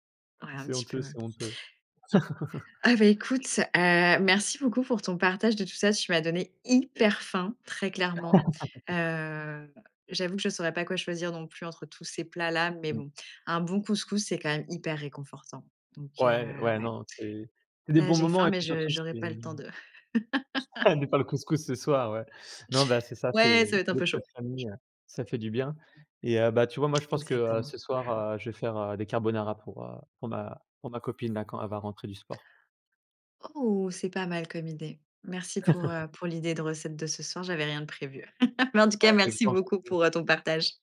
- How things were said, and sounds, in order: laugh; other background noise; stressed: "hyper"; laugh; unintelligible speech; laugh; tapping; laugh; chuckle; unintelligible speech
- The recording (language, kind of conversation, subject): French, podcast, Quel rôle jouent les repas dans tes traditions familiales ?